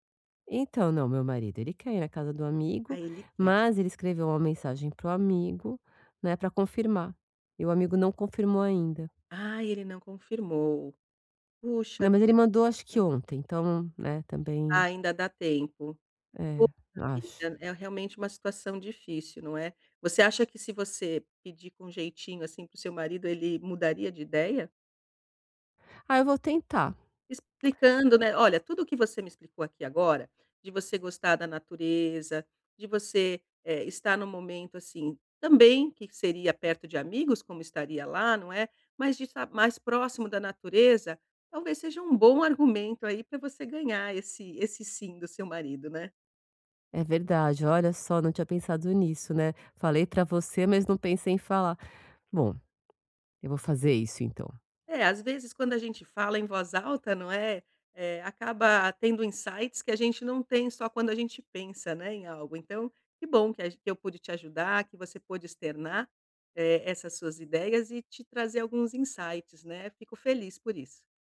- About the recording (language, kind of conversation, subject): Portuguese, advice, Como conciliar planos festivos quando há expectativas diferentes?
- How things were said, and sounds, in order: tongue click; put-on voice: "Bom, eu vou fazer isso então"; in English: "insights"; in English: "insights"